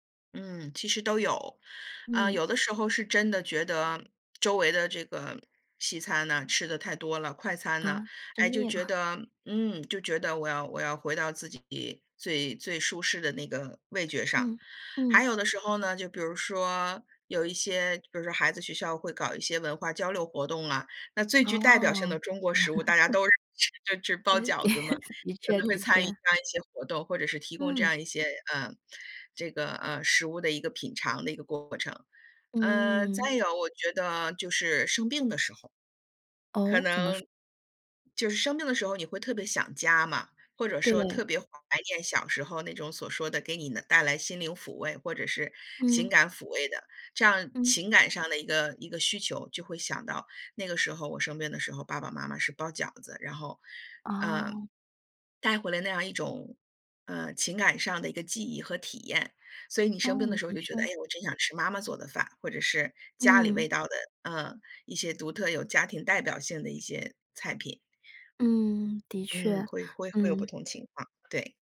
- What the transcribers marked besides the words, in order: laugh; unintelligible speech; laugh
- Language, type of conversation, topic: Chinese, podcast, 食物如何影响你对家的感觉？